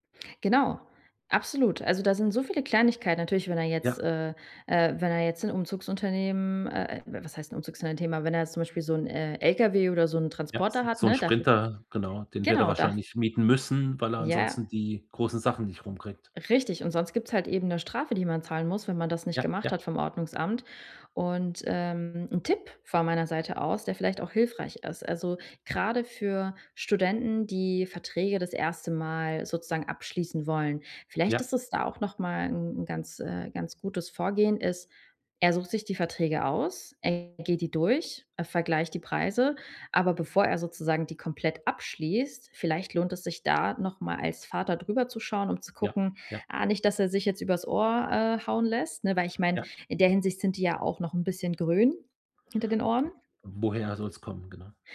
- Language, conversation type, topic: German, advice, Wie plane ich den Ablauf meines Umzugs am besten?
- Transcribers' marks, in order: other background noise